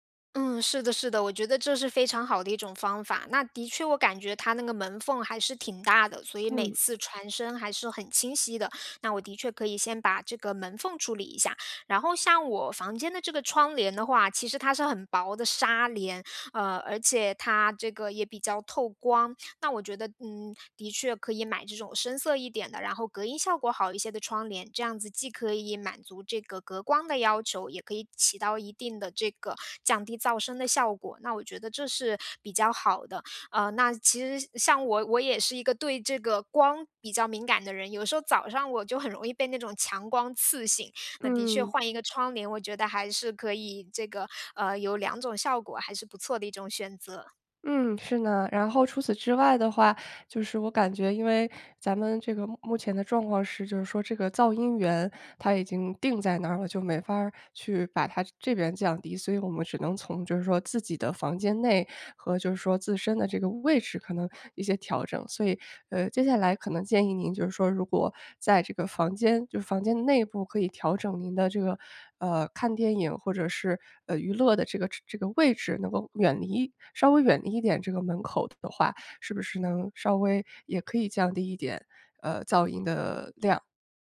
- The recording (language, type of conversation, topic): Chinese, advice, 我怎么才能在家更容易放松并享受娱乐？
- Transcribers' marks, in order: laughing while speaking: "容易"; other background noise